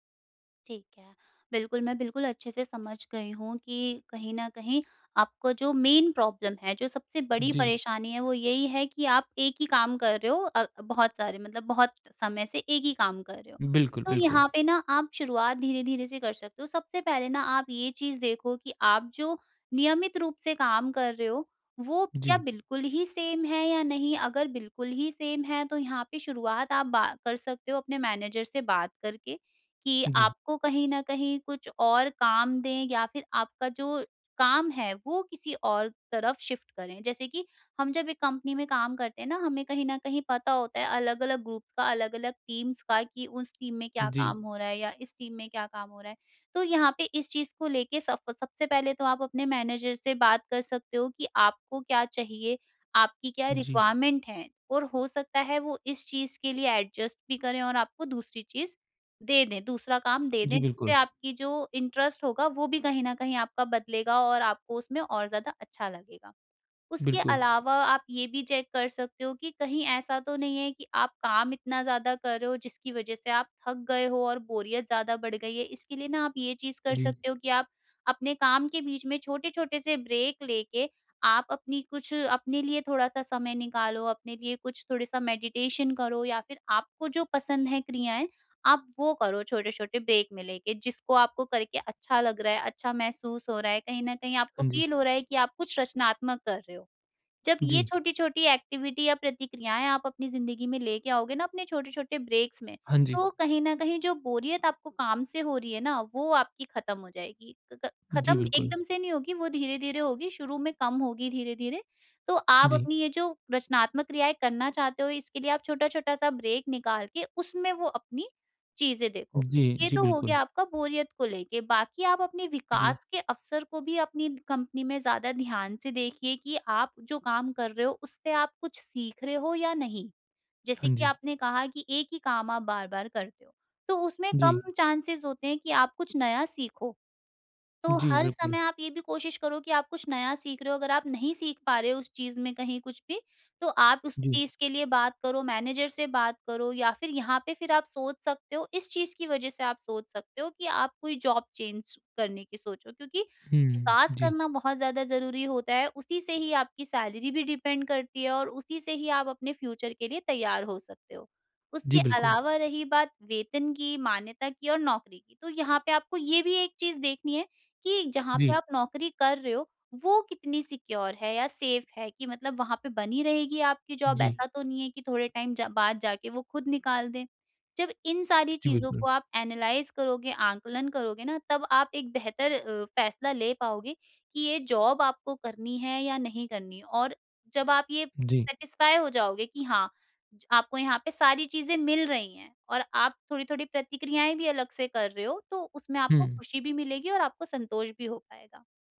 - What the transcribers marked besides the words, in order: in English: "मेन प्रॉब्लम"; in English: "सेम"; in English: "सेम"; in English: "मैनेजर"; in English: "शिफ्ट"; in English: "ग्रुप्स"; in English: "टीम्स"; in English: "टीम"; in English: "टीम"; in English: "मैनेजर"; in English: "रिक्वायरमेंट"; in English: "एडजस्ट"; in English: "इंटरेस्ट"; in English: "चेक"; in English: "ब्रेक"; in English: "मेडिटेशन"; in English: "ब्रेक"; in English: "फील"; in English: "एक्टिविटी"; in English: "ब्रेक्स"; in English: "ब्रेक"; in English: "चांसेज़"; in English: "मैनेजर"; in English: "जॉब चेंज"; in English: "सैलरी"; in English: "डिपेंड"; in English: "फ्यूचर"; in English: "सिक्योर"; in English: "सेफ"; in English: "जॉब"; in English: "टाइम"; in English: "एनालाइज़"; in English: "जॉब"; in English: "सैटिस्फाई"
- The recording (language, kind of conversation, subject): Hindi, advice, क्या मुझे इस नौकरी में खुश और संतुष्ट होना चाहिए?
- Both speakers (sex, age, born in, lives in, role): female, 50-54, India, India, advisor; male, 35-39, India, India, user